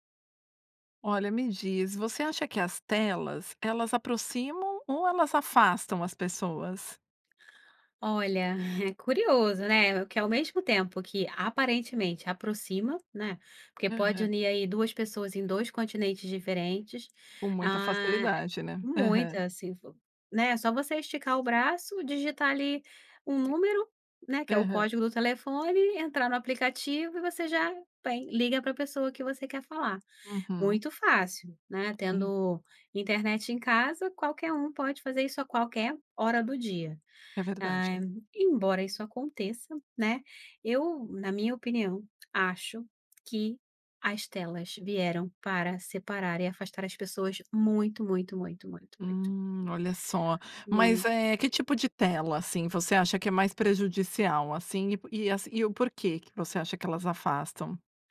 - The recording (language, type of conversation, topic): Portuguese, podcast, Você acha que as telas aproximam ou afastam as pessoas?
- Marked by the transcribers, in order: none